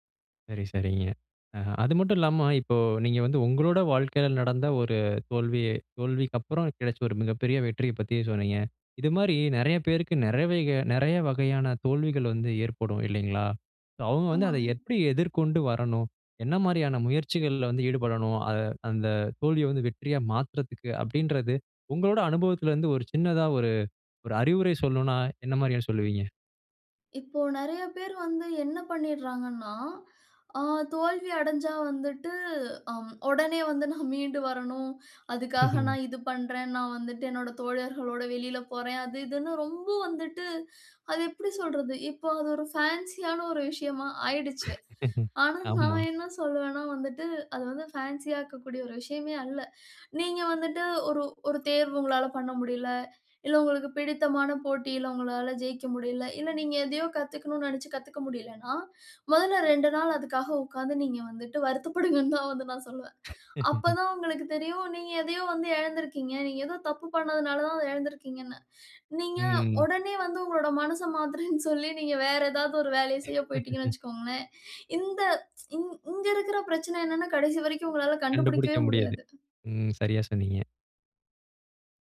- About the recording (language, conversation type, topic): Tamil, podcast, ஒரு தோல்வி எதிர்பாராத வெற்றியாக மாறிய கதையைச் சொல்ல முடியுமா?
- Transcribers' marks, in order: in English: "ஃபேன்ஸியான"; in English: "ஃபேன்ஸியாக்கக்"; snort; chuckle; laugh; laugh; tsk